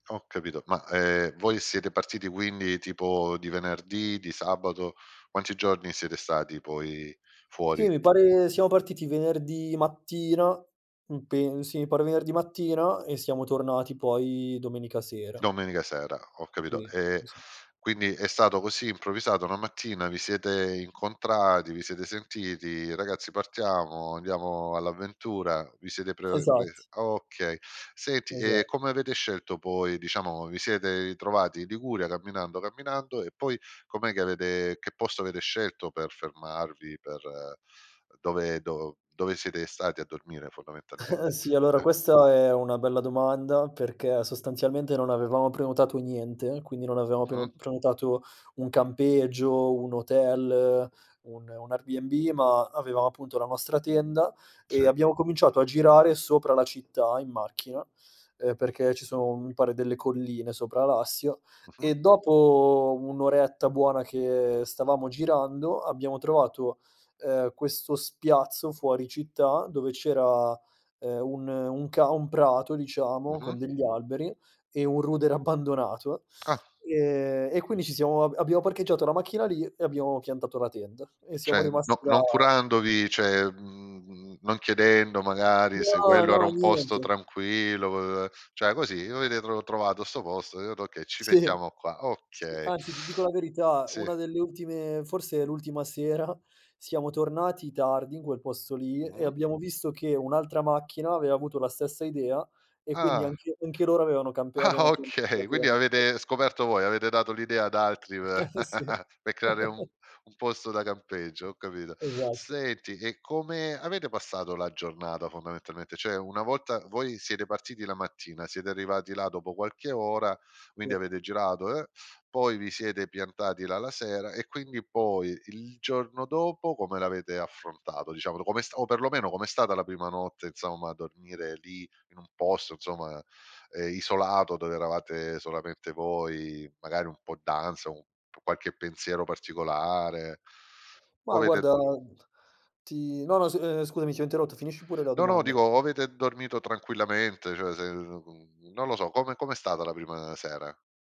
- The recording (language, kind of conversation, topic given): Italian, podcast, Qual è un'avventura improvvisata che ricordi ancora?
- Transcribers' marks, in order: tapping; laughing while speaking: "Esatt"; "ritrovati" said as "itrovati"; chuckle; other background noise; laughing while speaking: "abbandonato"; "Cioè" said as "ceh"; "cioè" said as "ceh"; "cioè" said as "ceh"; unintelligible speech; laughing while speaking: "Sì"; laughing while speaking: "sera"; laughing while speaking: "Ah, okay"; unintelligible speech; laughing while speaking: "Eh, sì!"; chuckle; "Cioè" said as "ceh"; other noise; "insomma" said as "inzomma"; "insomma" said as "inzomma"; "d'ansia" said as "ansa"